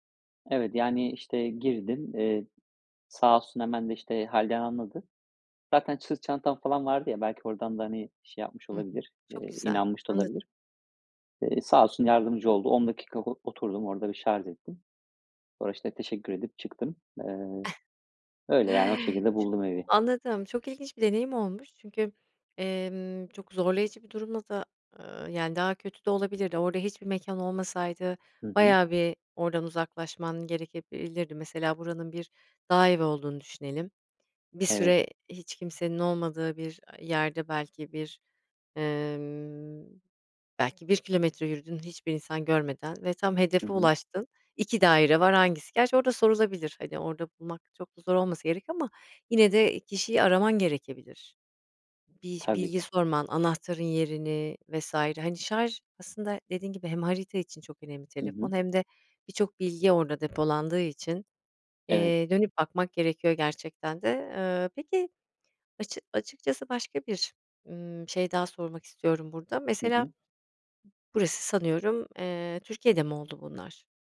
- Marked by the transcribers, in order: other background noise; "şarj" said as "şarz"; chuckle; other noise
- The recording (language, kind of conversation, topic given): Turkish, podcast, Telefonunun şarjı bittiğinde yolunu nasıl buldun?